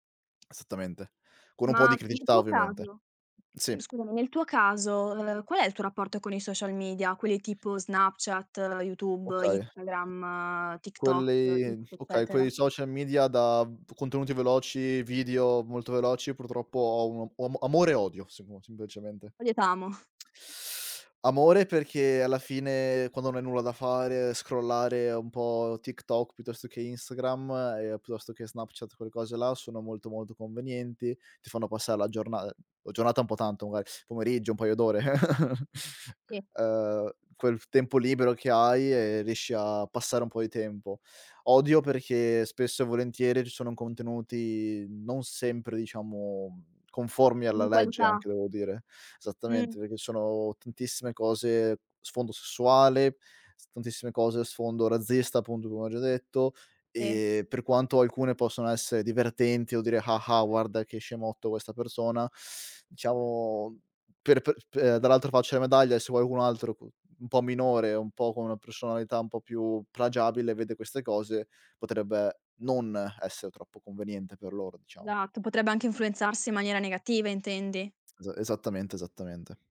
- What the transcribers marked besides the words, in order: in Latin: "Odi et amo"; chuckle; chuckle; "esattamente" said as "satamente"; other background noise
- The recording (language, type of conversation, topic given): Italian, podcast, Cosa ne pensi dell’uso dei social network nella vita quotidiana?